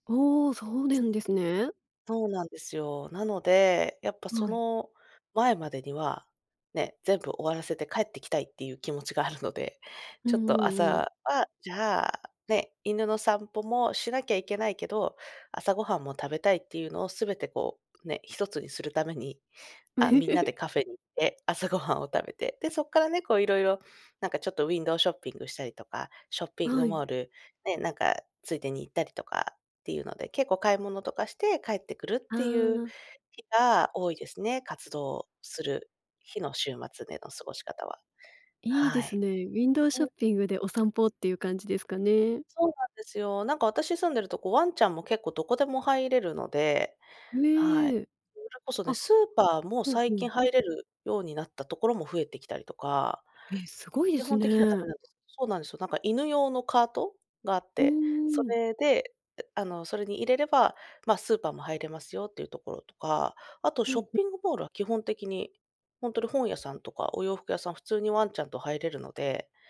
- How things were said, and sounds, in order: other background noise; chuckle
- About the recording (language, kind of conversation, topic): Japanese, podcast, 週末は家でどのように過ごしていますか？